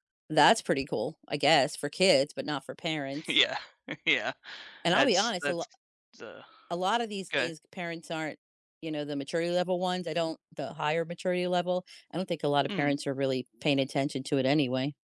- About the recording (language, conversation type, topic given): English, unstructured, What draws people to classic video games even as technology advances?
- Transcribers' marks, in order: other background noise; laughing while speaking: "Yeah, yeah"